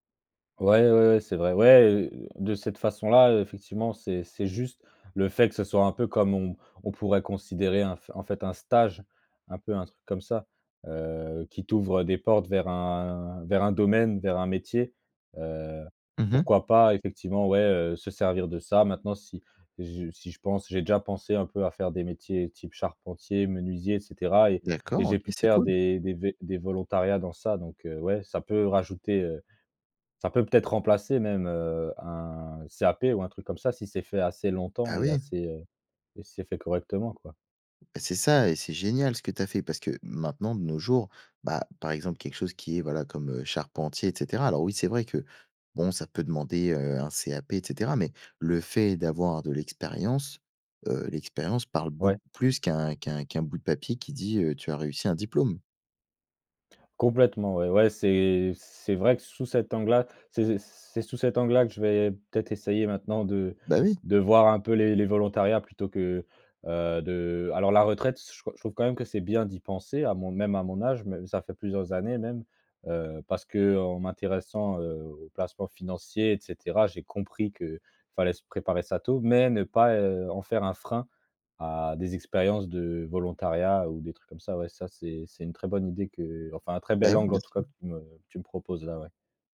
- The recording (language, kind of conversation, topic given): French, advice, Comment vous préparez-vous à la retraite et comment vivez-vous la perte de repères professionnels ?
- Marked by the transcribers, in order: none